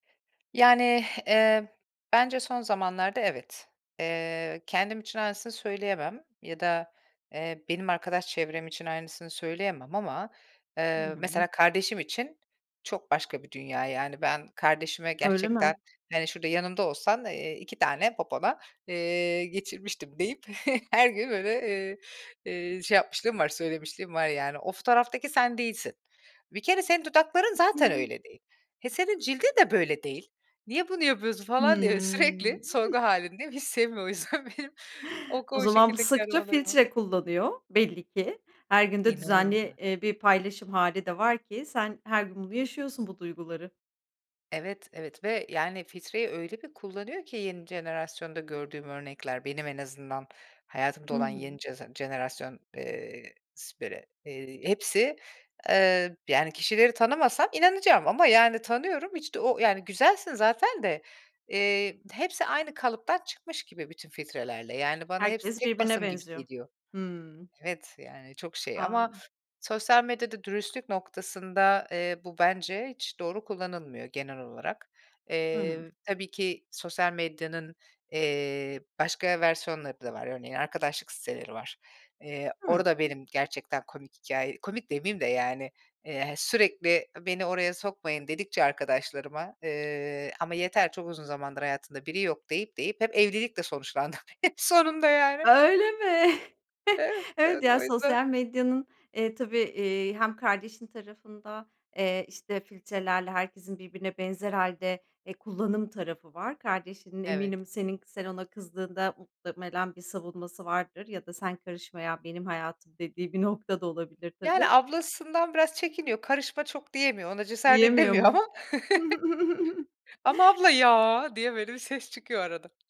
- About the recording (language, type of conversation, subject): Turkish, podcast, Sence sosyal medyada dürüst olmak, gerçek hayatta dürüst olmaktan farklı mı?
- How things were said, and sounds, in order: tapping; other background noise; chuckle; laughing while speaking: "sürekli"; chuckle; laughing while speaking: "benim"; unintelligible speech; laughing while speaking: "sonuçlandım. Hep sonunda yani"; chuckle; laughing while speaking: "edemiyor ama"; chuckle